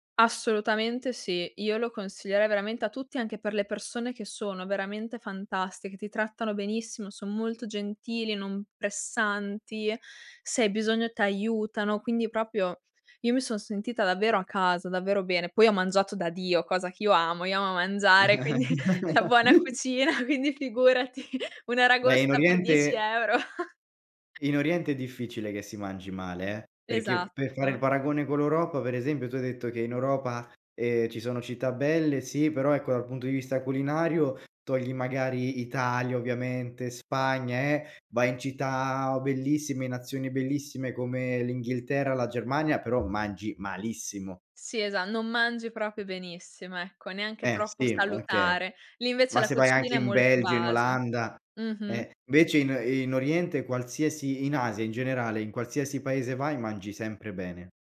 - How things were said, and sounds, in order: "proprio" said as "propio"; laugh; chuckle; laughing while speaking: "cucina"; laughing while speaking: "figurati"; chuckle; unintelligible speech; tapping; "proprio" said as "propio"
- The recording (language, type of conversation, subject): Italian, podcast, Raccontami di un viaggio nato da un’improvvisazione